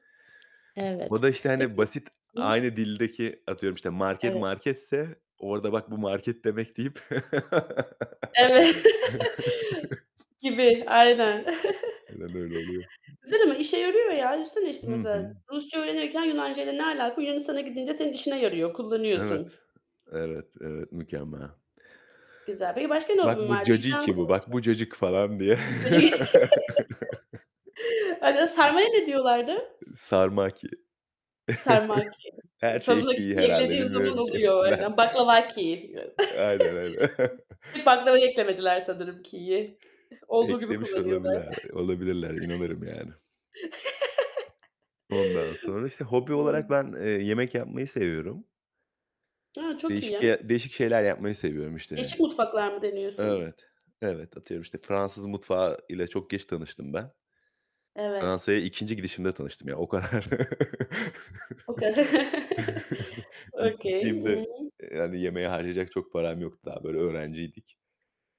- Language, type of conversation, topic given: Turkish, unstructured, Hobiler insanlara nasıl mutluluk verir?
- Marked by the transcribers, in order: tapping; other background noise; laughing while speaking: "Evet"; laugh; chuckle; chuckle; unintelligible speech; unintelligible speech; chuckle; unintelligible speech; distorted speech; chuckle; chuckle; laughing while speaking: "ki ben"; chuckle; "olabiler" said as "olabilir"; chuckle; laughing while speaking: "kadar"; chuckle; laughing while speaking: "kadar"; chuckle; in English: "Okay"